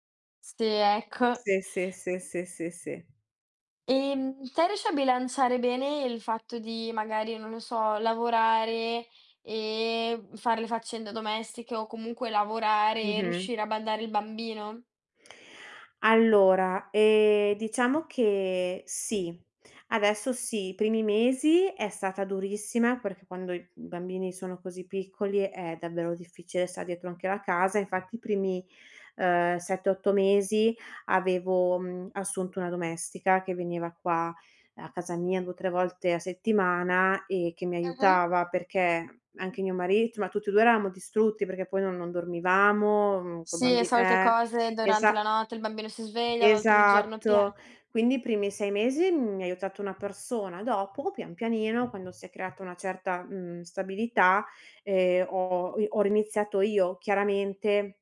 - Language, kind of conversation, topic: Italian, podcast, Come vi organizzate per dividere le faccende domestiche in una convivenza?
- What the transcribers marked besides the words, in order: tapping; "volte" said as "voltre"